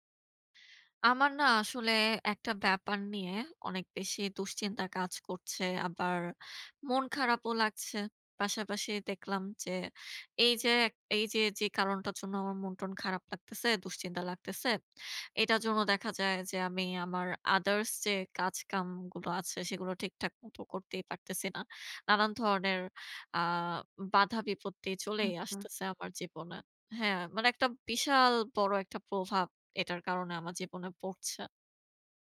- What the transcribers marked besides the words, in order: in English: "others"
- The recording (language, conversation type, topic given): Bengali, advice, জাঙ্ক ফুড থেকে নিজেকে বিরত রাখা কেন এত কঠিন লাগে?
- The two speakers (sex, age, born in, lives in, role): female, 25-29, Bangladesh, Bangladesh, advisor; female, 55-59, Bangladesh, Bangladesh, user